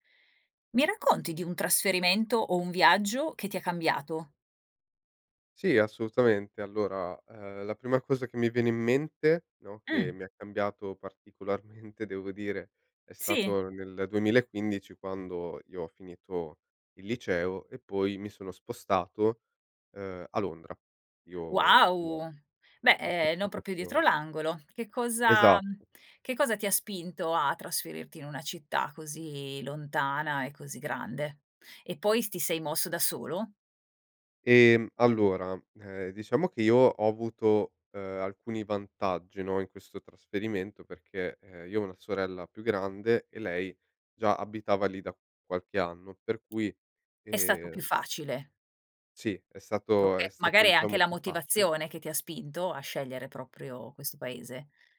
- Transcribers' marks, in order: laughing while speaking: "particolarmente"; tapping
- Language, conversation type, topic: Italian, podcast, Mi racconti di un trasferimento o di un viaggio che ti ha cambiato?